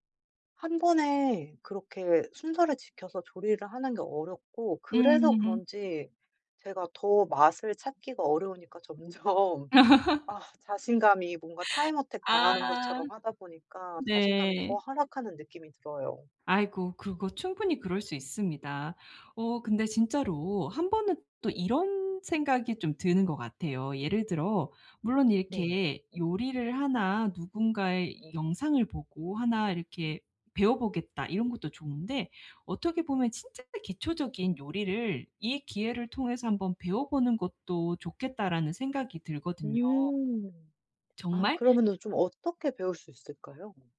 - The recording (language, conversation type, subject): Korean, advice, 요리에 자신감을 키우려면 어떤 작은 습관부터 시작하면 좋을까요?
- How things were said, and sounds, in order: laugh; tapping; laugh; in English: "Time Attack"; other background noise